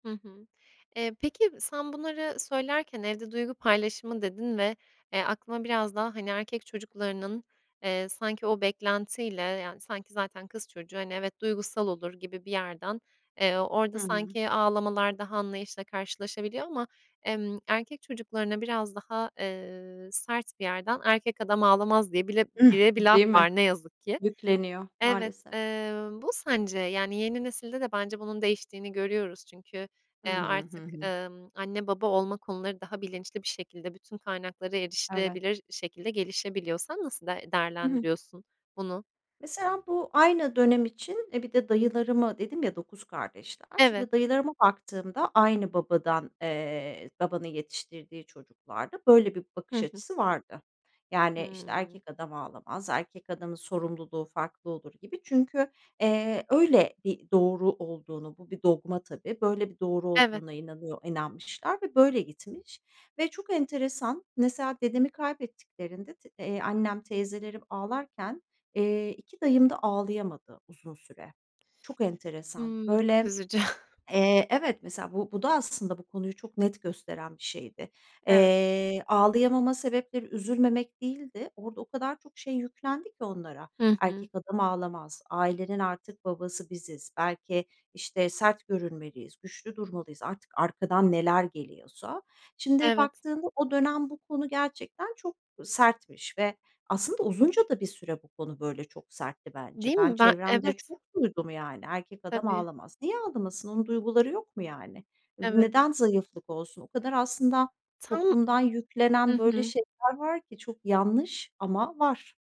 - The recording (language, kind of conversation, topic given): Turkish, podcast, Evinizde duyguları genelde nasıl paylaşırsınız?
- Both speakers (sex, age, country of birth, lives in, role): female, 25-29, Turkey, Italy, host; female, 45-49, Turkey, Netherlands, guest
- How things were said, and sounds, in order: other background noise; tapping; unintelligible speech; chuckle; other noise